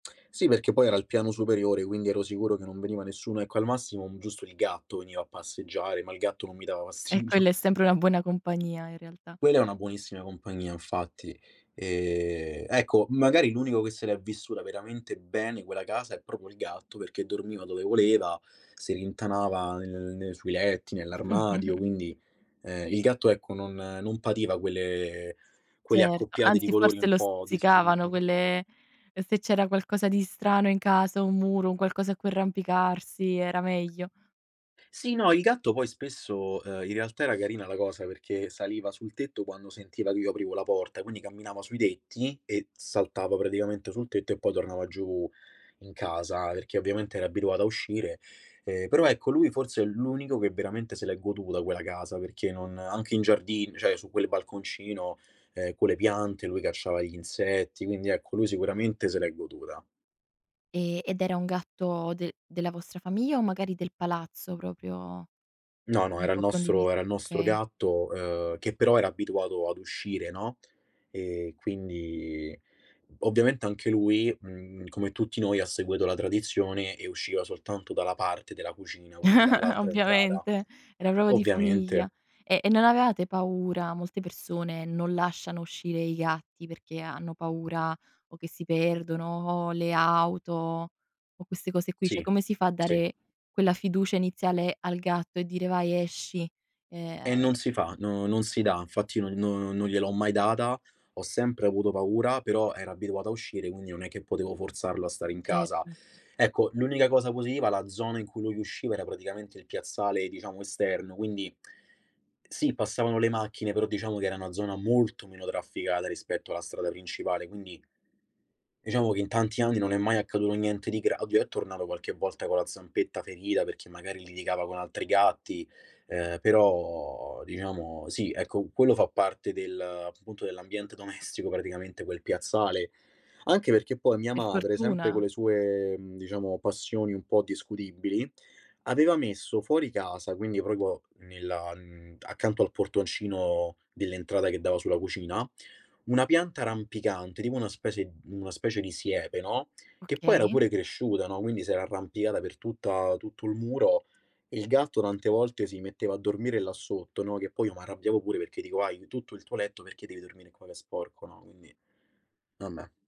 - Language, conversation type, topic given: Italian, podcast, Quali abitudini di famiglia hanno influenzato il tuo gusto estetico?
- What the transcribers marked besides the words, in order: lip smack; laughing while speaking: "fastidio"; "infatti" said as "nfatti"; "proprio" said as "proprop"; "dove" said as "dole"; tapping; chuckle; background speech; "cioè" said as "ceh"; "con" said as "co"; "proprio" said as "propio"; "Okay" said as "kay"; other background noise; lip smack; drawn out: "quindi"; "seguito" said as "segueto"; chuckle; "proprio" said as "propo"; "cioè" said as "ceh"; lip smack; "niente" said as "gnente"; drawn out: "però"; laughing while speaking: "domestico"; "proprio" said as "proipo"; other noise; exhale; "vabbè" said as "abbe"